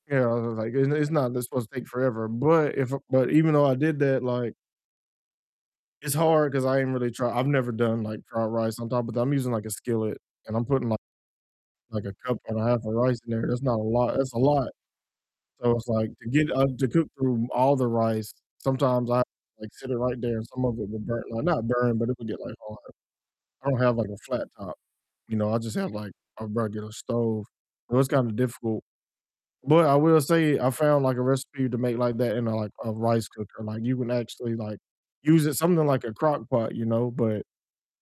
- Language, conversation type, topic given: English, unstructured, What foods feel nourishing and comforting to you, and how do you balance comfort and health?
- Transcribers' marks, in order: distorted speech; static; other background noise